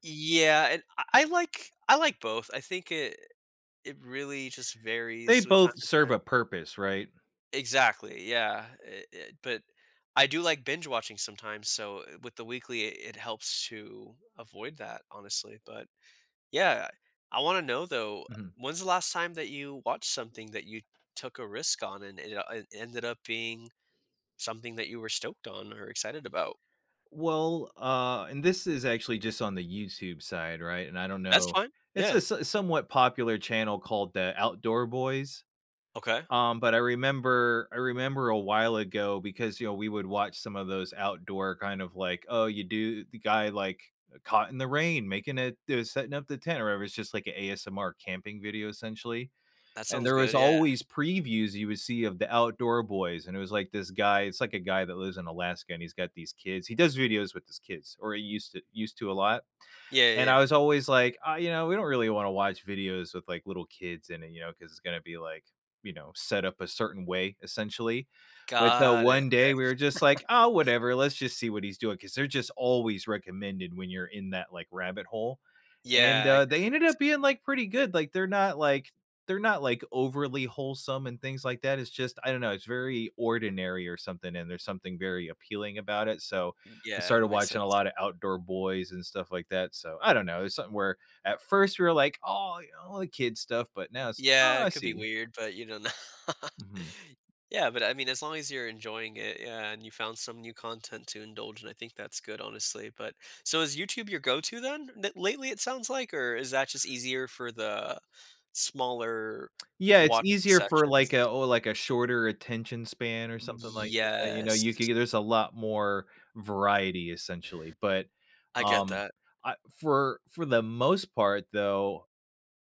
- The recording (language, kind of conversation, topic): English, unstructured, How do I balance watching a comfort favorite and trying something new?
- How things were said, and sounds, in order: tapping; other background noise; chuckle; unintelligible speech; groan; laughing while speaking: "n"; laugh; drawn out: "Yes"